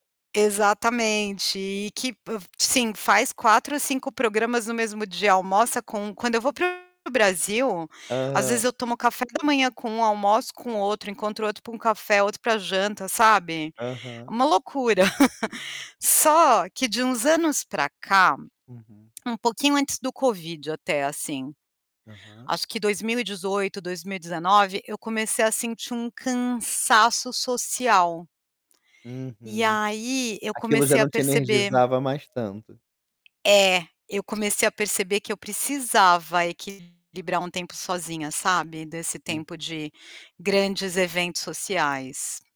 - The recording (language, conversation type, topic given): Portuguese, podcast, Como você equilibra o tempo sozinho com o tempo social?
- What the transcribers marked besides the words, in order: static; distorted speech; chuckle; tapping